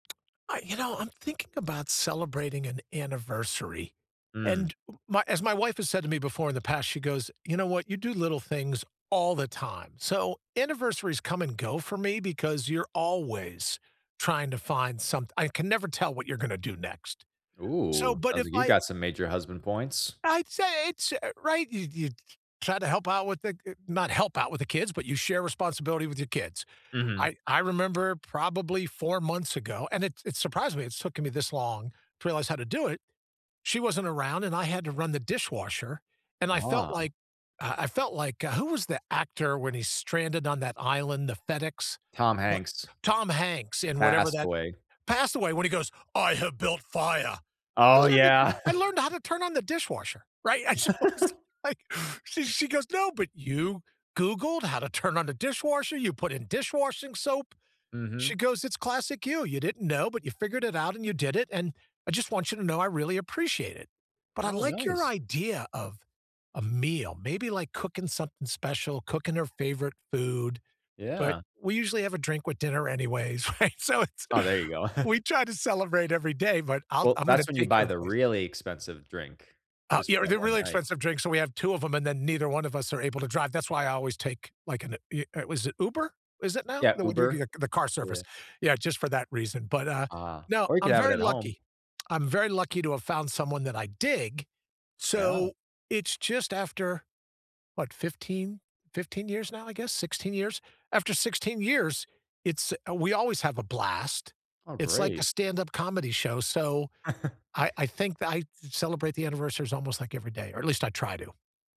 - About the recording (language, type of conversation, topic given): English, unstructured, How do you like to celebrate anniversaries or special moments?
- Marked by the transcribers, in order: tapping; put-on voice: "I have built fire"; chuckle; other background noise; chuckle; laughing while speaking: "And so I was like, she she goes, No"; laughing while speaking: "right? So it's"; chuckle; tsk; stressed: "dig"; chuckle